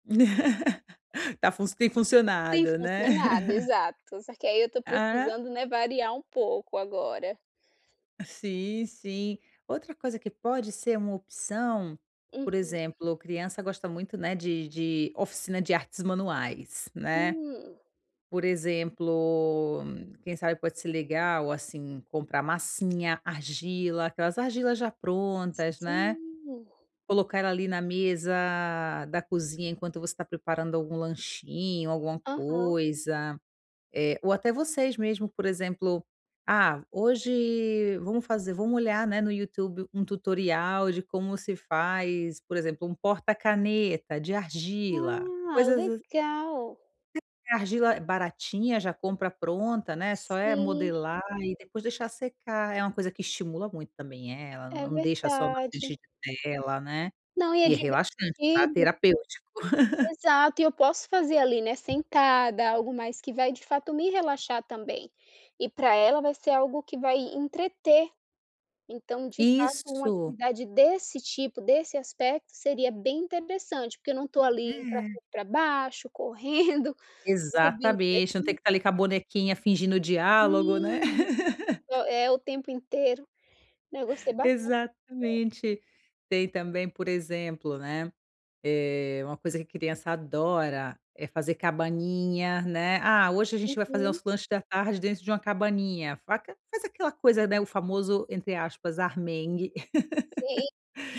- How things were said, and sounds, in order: laugh; laugh; unintelligible speech; laugh; tapping; laughing while speaking: "correndo"; laugh; laugh
- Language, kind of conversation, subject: Portuguese, advice, Como posso criar um ambiente relaxante que favoreça o descanso e a diversão?